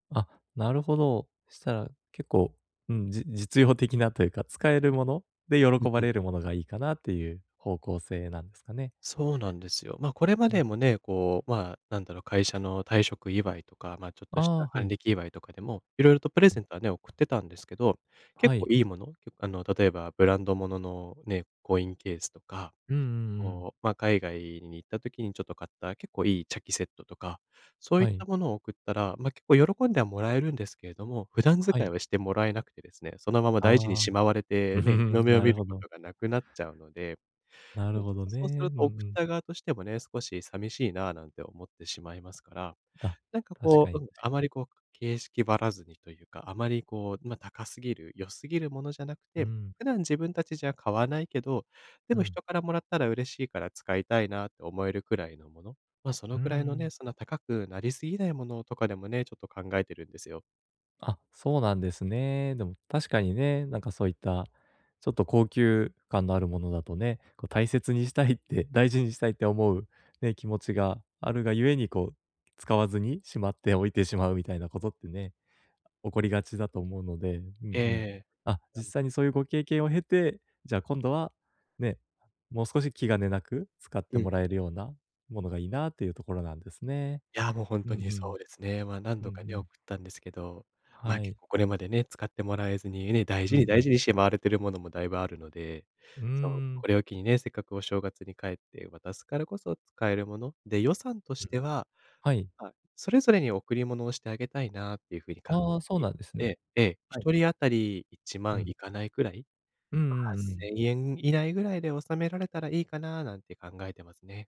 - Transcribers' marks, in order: other background noise; laugh
- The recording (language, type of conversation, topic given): Japanese, advice, 相手に本当に喜ばれるギフトはどう選べばよいですか？